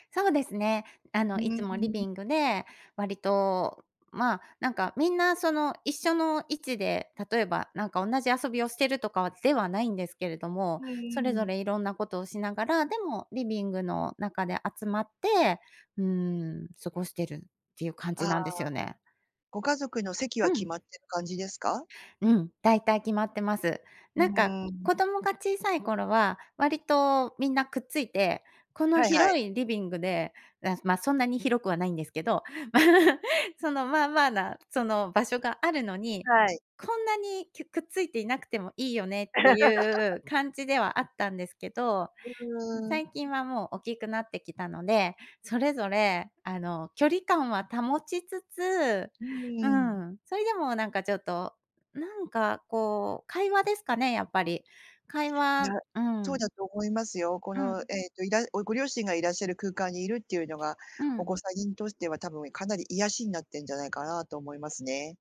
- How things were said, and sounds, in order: chuckle; laugh; other background noise; "大きく" said as "おきく"
- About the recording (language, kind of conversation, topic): Japanese, advice, 休日に生活リズムが乱れて月曜がつらい